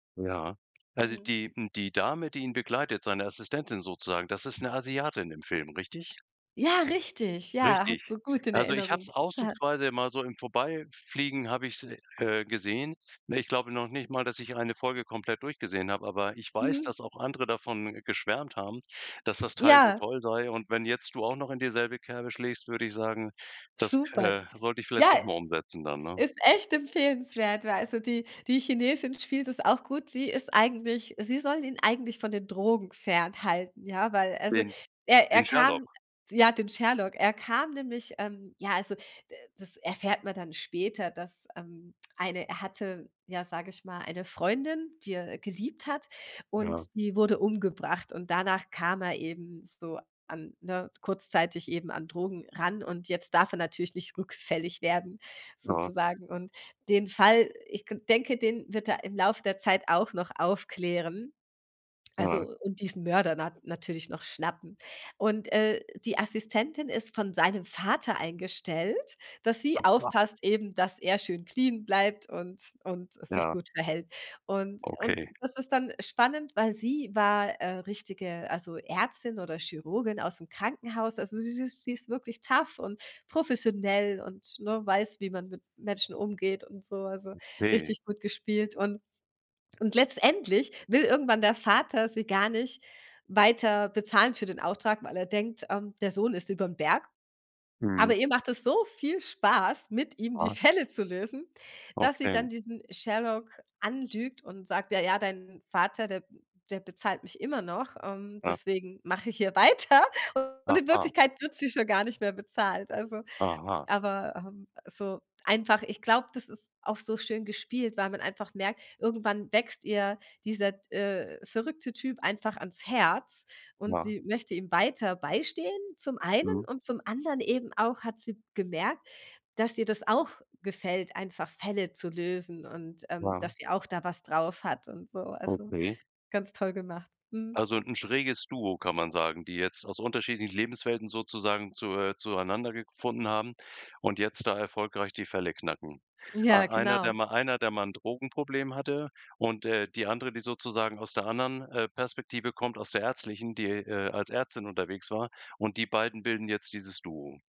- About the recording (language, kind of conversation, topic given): German, podcast, Welche Serie empfiehlst du gerade und warum?
- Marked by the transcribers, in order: other background noise; unintelligible speech; chuckle; in English: "tough"; joyful: "Aber ihr macht es so … Fälle zu lösen"; laughing while speaking: "weiter"